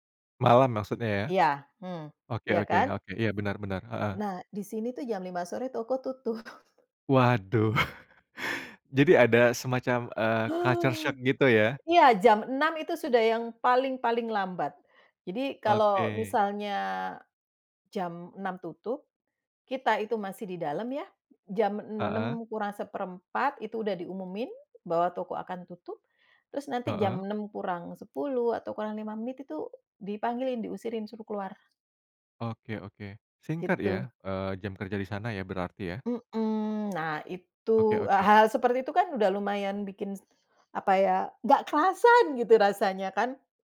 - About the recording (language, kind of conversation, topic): Indonesian, podcast, Bagaimana cerita migrasi keluarga memengaruhi identitas kalian?
- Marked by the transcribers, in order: laughing while speaking: "tutup"; chuckle; in English: "culture shock"; other background noise